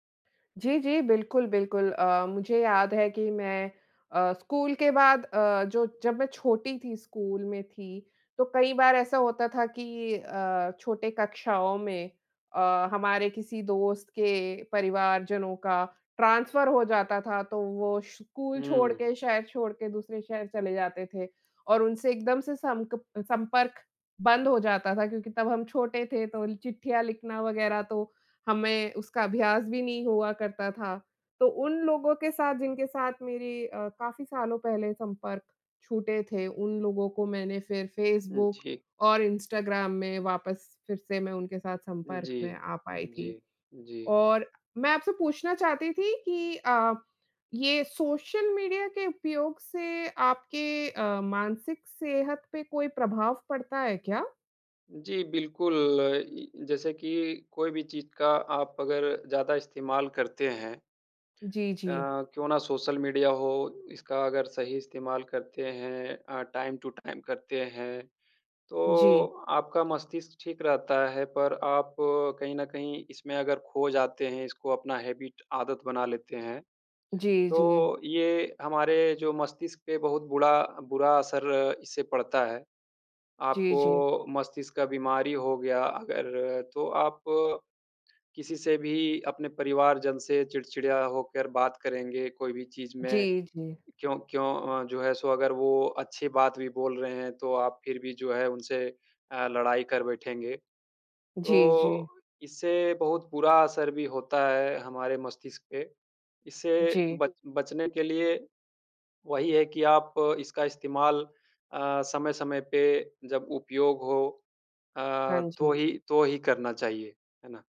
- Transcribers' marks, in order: in English: "ट्रांसफ़र"; in English: "टाइम टू टाइम"; in English: "हैबिट"
- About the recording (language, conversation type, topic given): Hindi, unstructured, आपके जीवन में सोशल मीडिया ने क्या बदलाव लाए हैं?